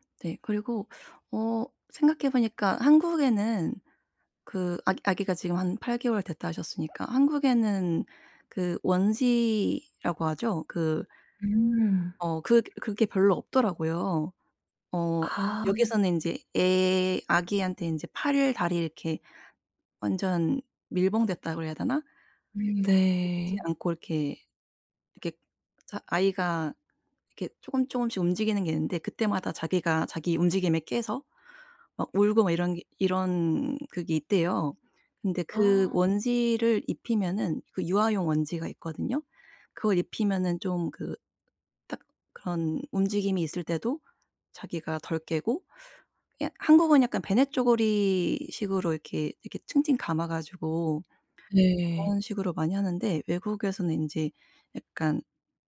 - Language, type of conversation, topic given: Korean, advice, 친구 생일 선물을 예산과 취향에 맞춰 어떻게 고르면 좋을까요?
- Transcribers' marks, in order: other background noise